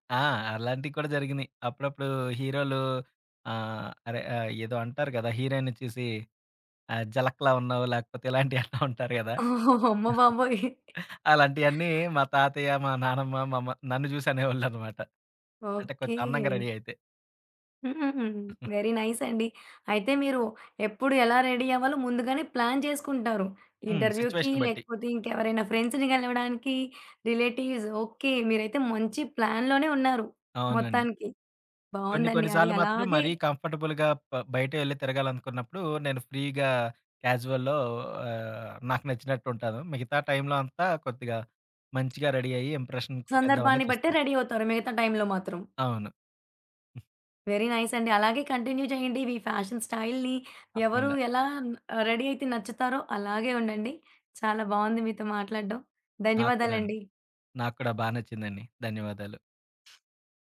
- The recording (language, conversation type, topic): Telugu, podcast, మొదటి చూపులో మీరు ఎలా కనిపించాలనుకుంటారు?
- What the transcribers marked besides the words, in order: laughing while speaking: "ఇలాంటియి అంటావుంటారు గదా. అలాంటియన్నీ మా … నన్ను జూసి అనేవాళ్ళన్నమాట"; laughing while speaking: "ఓహ్! అమ్మబాబోయ్!"; in English: "రడీ"; in English: "వెరీ నైస్"; chuckle; in English: "రెడీ"; in English: "ప్లాన్"; in English: "సిచ్యుయేషన్‌ని"; in English: "ఇంటర్‌వ్యూ‌కి"; in English: "ఫ్రెండ్స్‌ని"; in English: "రిలేటివ్స్"; in English: "కంఫర్టబుల్‌గా"; in English: "ఫ్రీ‌గా క్యాజువల్‌లో"; in English: "రెడీ"; tapping; in English: "ఇంప్రెషన్"; in English: "రడీ"; in English: "వెరీ నైస్"; in English: "కంటిన్యూ"; in English: "ఫ్యాషన్ స్టైల్‌ని"; in English: "రడీ"; other background noise